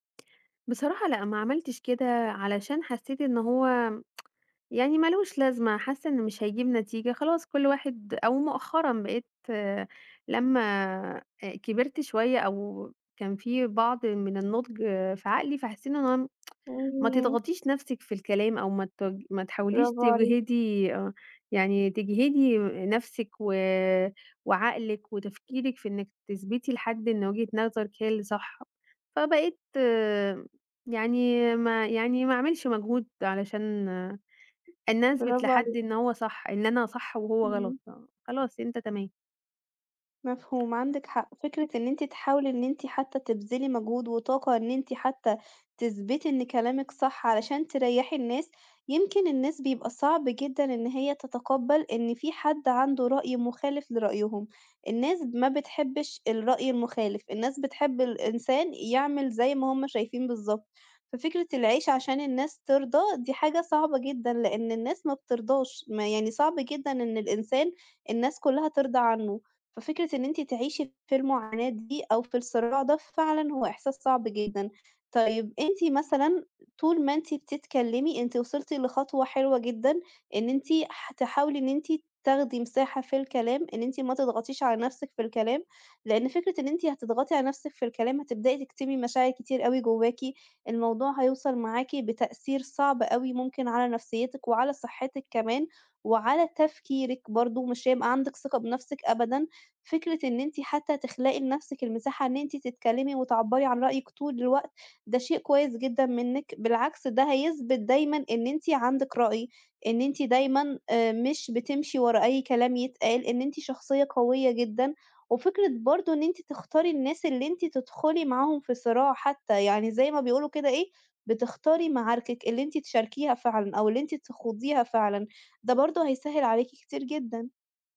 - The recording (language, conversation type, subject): Arabic, advice, إزاي بتتعامَل مع خوفك من الرفض لما بتقول رأي مختلف؟
- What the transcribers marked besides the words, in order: tsk; tsk; other background noise